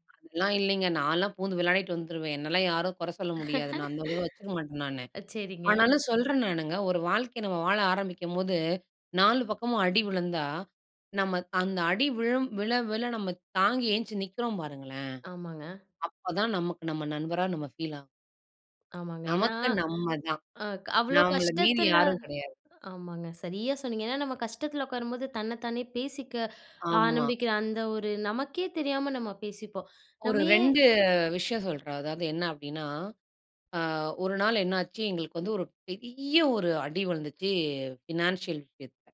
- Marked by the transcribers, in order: laugh; unintelligible speech; "நம்மள" said as "நாம்மள"; drawn out: "பெரிய"; in English: "ஃபினான்சியல்"
- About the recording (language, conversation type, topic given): Tamil, podcast, நீங்கள் உங்களுக்கே ஒரு நல்ல நண்பராக எப்படி இருப்பீர்கள்?